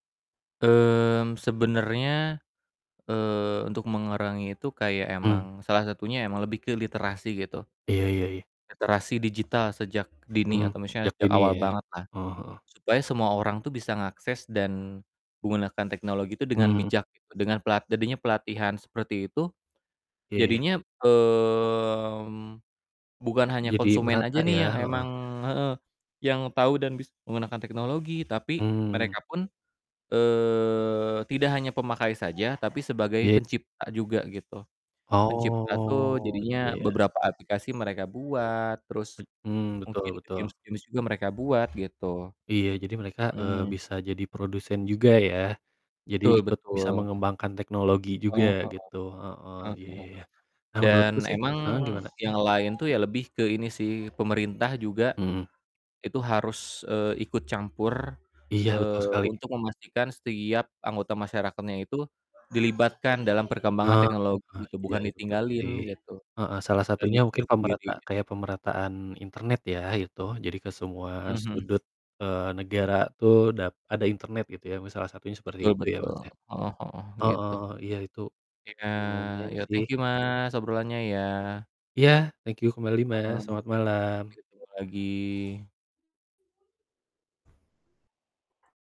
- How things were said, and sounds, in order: other background noise; drawn out: "mmm"; drawn out: "eee"; drawn out: "Oh"; distorted speech; "lumayan" said as "lumen"; tapping
- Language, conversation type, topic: Indonesian, unstructured, Bagaimana menurutmu teknologi dapat memperburuk kesenjangan sosial?